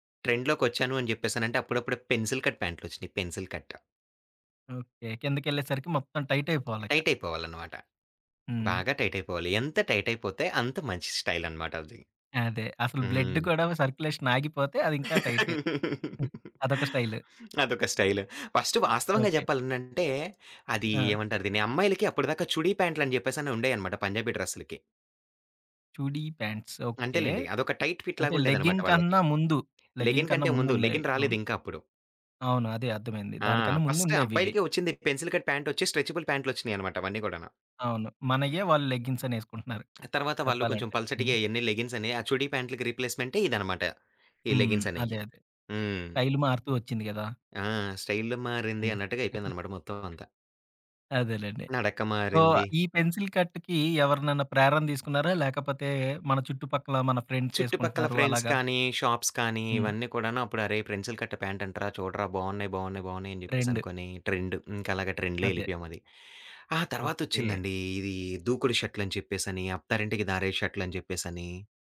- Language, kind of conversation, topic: Telugu, podcast, నీ స్టైల్‌కు ప్రేరణ ఎవరు?
- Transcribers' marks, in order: in English: "ట్రెండ్‌లోకొచ్చాను"; in English: "పెన్సిల్ కట్"; in English: "పెన్సిల్ కట్"; in English: "టైట్"; other background noise; in English: "టైట్"; in English: "టైట్"; in English: "టైట్"; in English: "బ్లడ్"; in English: "సర్క్యులేషన్"; laugh; tapping; in English: "టైట్"; in English: "ఫస్ట్"; in English: "చుడీ ప్యాంట్స్"; in English: "లెగ్గింగ్"; in English: "టైట్ ఫిట్"; in English: "లెగ్గింగ్"; in English: "లెగ్గిన్"; in English: "లెగ్గిన్"; in English: "ఫస్ట్"; in English: "పెన్సిల్ కట్"; in English: "స్ట్రెచబుల్"; in English: "లెగ్గింగ్స్"; in English: "లెగిన్స్"; in English: "లెగిన్స్"; chuckle; in English: "సో"; in English: "పెన్సిల్ కట్‌కి"; in English: "ఫ్రెండ్స్"; in English: "షాప్స్"; in English: "పెన్సిల్ కట్ ప్యాంట్"; in English: "ట్రెండ్‌లో"